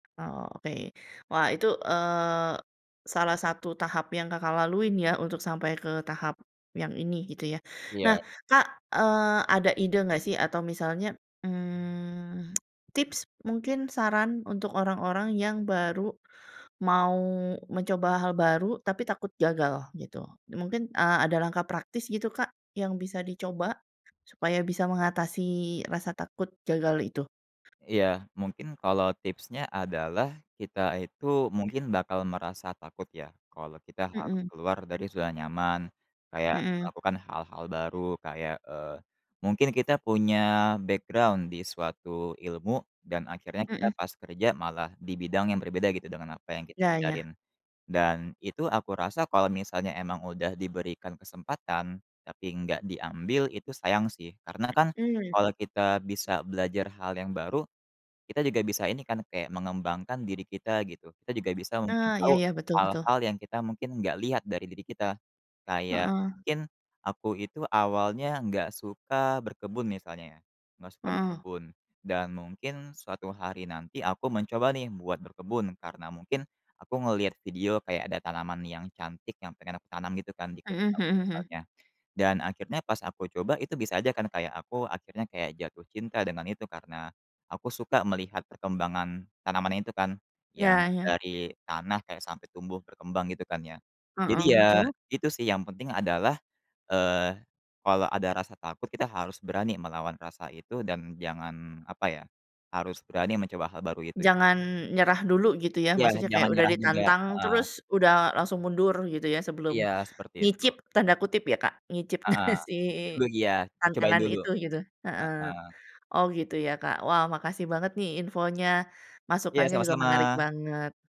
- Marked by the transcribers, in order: other background noise; drawn out: "mmm"; tapping; in English: "background"; chuckle
- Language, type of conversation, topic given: Indonesian, podcast, Bagaimana kamu mengelola rasa takut gagal saat mencoba hal baru?
- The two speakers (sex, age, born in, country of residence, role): female, 40-44, Indonesia, Indonesia, host; male, 20-24, Indonesia, Indonesia, guest